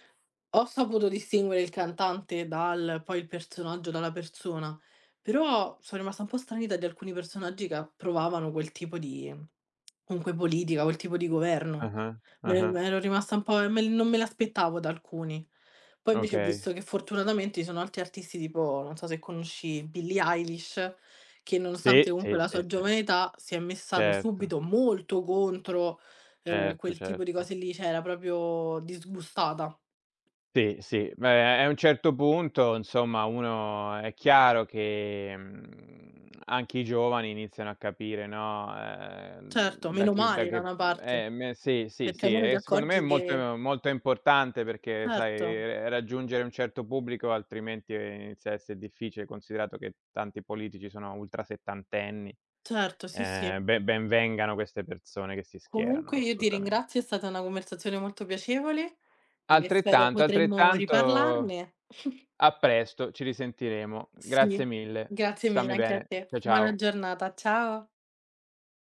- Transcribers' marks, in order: stressed: "molto"; "cioè" said as "ceh"; "proprio" said as "propio"; other background noise; chuckle
- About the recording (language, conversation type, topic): Italian, unstructured, Come reagisci quando un cantante famoso fa dichiarazioni controverse?
- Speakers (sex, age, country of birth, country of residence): female, 20-24, Italy, Italy; male, 40-44, Italy, Italy